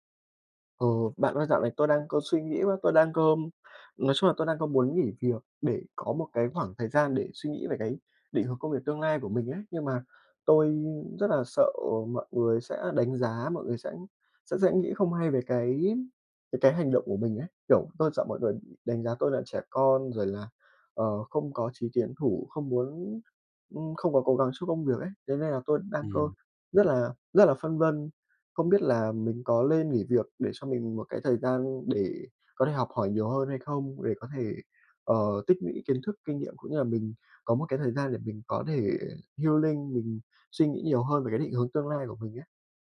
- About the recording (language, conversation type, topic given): Vietnamese, advice, Bạn sợ bị đánh giá như thế nào khi bạn cần thời gian nghỉ ngơi hoặc giảm tải?
- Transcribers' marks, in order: other background noise; tapping; "lũy" said as "nũy"; in English: "healing"